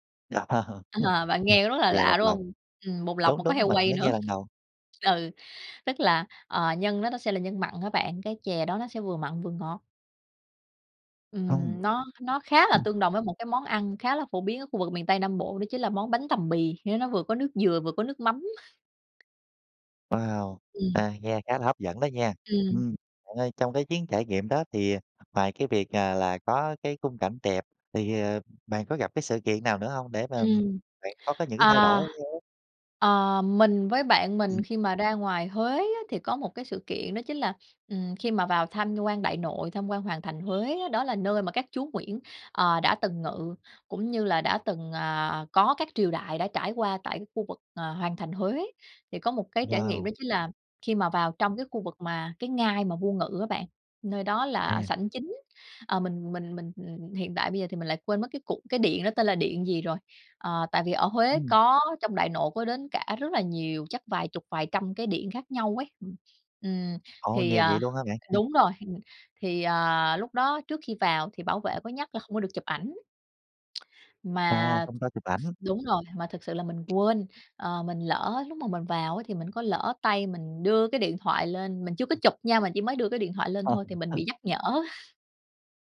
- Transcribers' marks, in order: laugh; laughing while speaking: "Ờ"; unintelligible speech; tapping; other background noise; horn; unintelligible speech; chuckle
- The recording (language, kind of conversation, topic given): Vietnamese, podcast, Bạn có thể kể về một chuyến đi đã khiến bạn thay đổi rõ rệt nhất không?